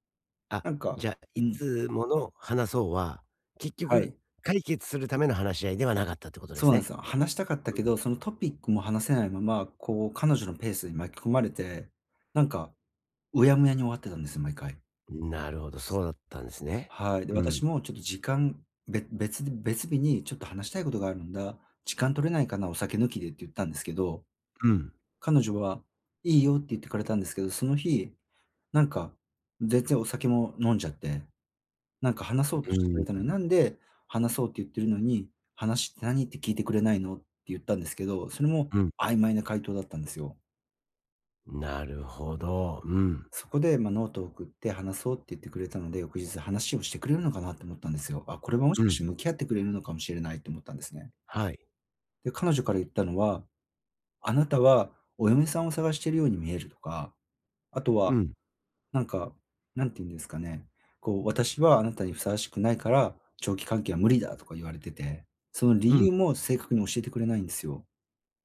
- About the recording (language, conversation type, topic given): Japanese, advice, 別れの後、新しい関係で感情を正直に伝えるにはどうすればいいですか？
- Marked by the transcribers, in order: tapping